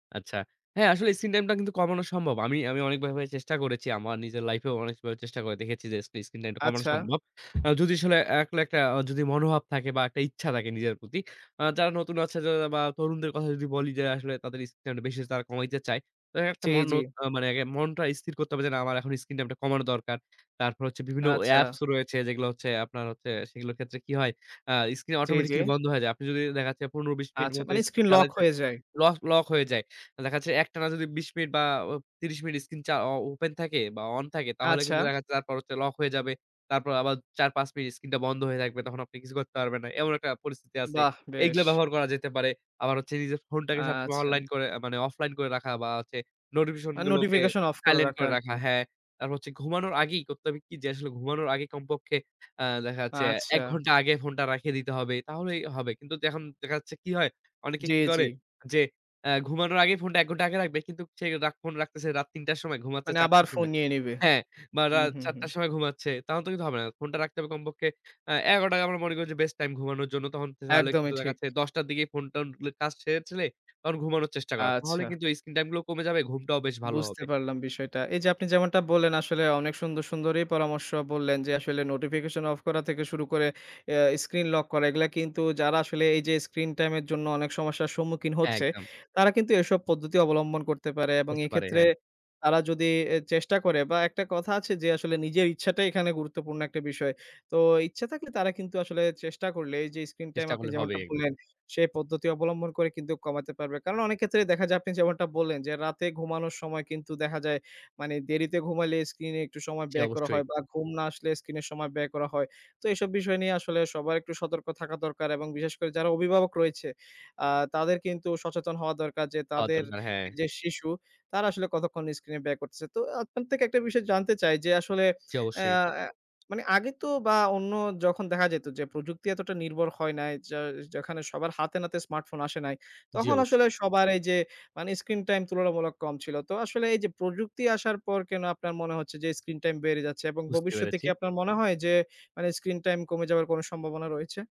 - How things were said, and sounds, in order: tapping
- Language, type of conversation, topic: Bengali, podcast, আপনি দিনভর স্ক্রিন টাইম কীভাবে মাপেন বা নিয়ন্ত্রণ করেন?